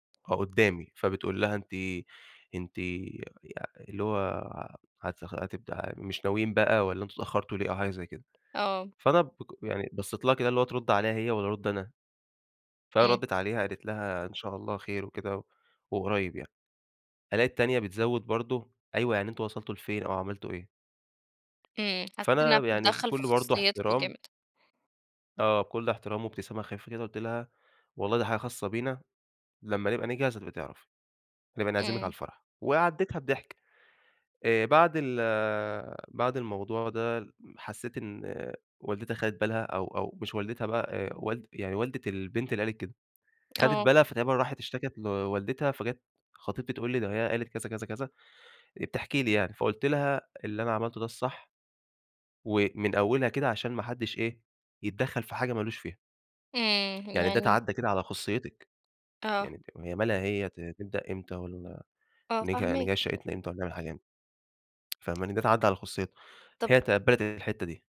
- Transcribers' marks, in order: tapping; tsk; other background noise; tsk
- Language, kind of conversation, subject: Arabic, advice, إزاي أتعامل مع غيرتي الزيادة من غير ما أتعدّى على خصوصية شريكي؟